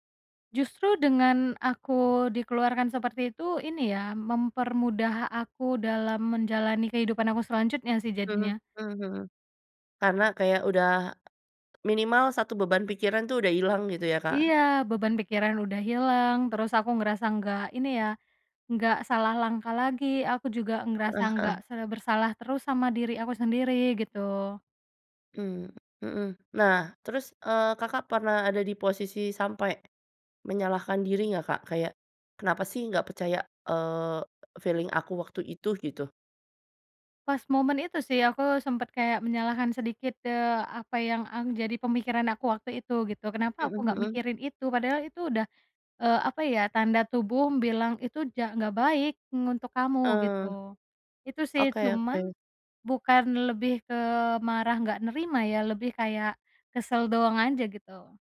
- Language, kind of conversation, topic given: Indonesian, podcast, Bagaimana cara kamu memaafkan diri sendiri setelah melakukan kesalahan?
- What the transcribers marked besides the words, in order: other background noise; in English: "feeling"